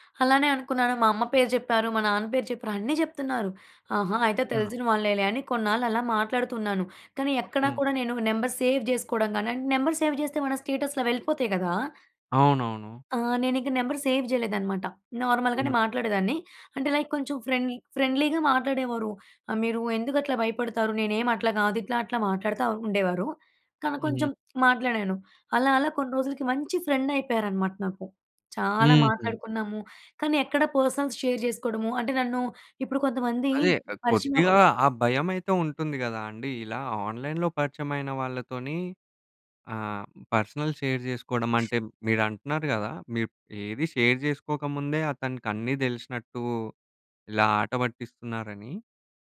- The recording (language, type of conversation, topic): Telugu, podcast, ఆన్‌లైన్‌లో పరిచయమైన మిత్రులను ప్రత్యక్షంగా కలవడానికి మీరు ఎలా సిద్ధమవుతారు?
- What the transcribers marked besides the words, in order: in English: "సేవ్"; in English: "సేవ్"; in English: "సేవ్"; in English: "నార్మల్‍గానే"; in English: "లైక్"; in English: "ఫ్రెండ్లీ ఫ్రెండ్లీగా"; in English: "ఫ్రెండ్"; in English: "పర్సనల్స్ షేర్"; in English: "ఆన్లైన్‍లో"; in English: "పర్సనల్ షేర్"; other background noise; in English: "షేర్"